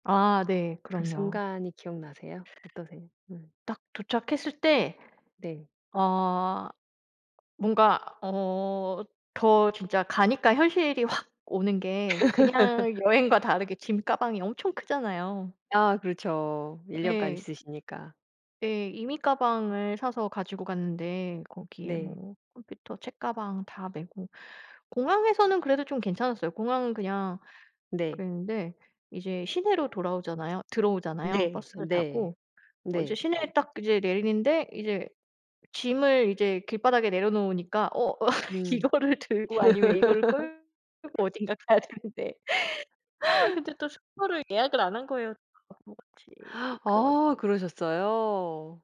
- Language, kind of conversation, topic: Korean, podcast, 용기를 냈던 경험을 하나 들려주실 수 있나요?
- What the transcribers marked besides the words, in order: tapping; laugh; other background noise; laugh; laughing while speaking: "이거를 들고"; laughing while speaking: "어딘가 가야 되는데"; laugh